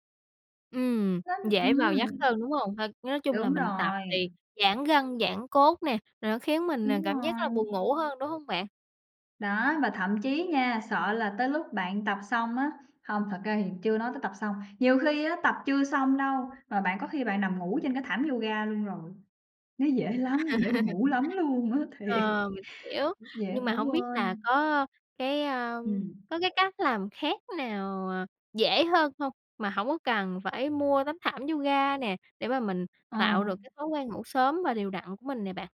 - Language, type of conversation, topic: Vietnamese, advice, Bạn gặp khó khăn gì khi hình thành thói quen ngủ sớm và đều đặn?
- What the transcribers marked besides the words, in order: other background noise; tapping; laugh; laughing while speaking: "dễ buồn ngủ lắm luôn á, thiệt!"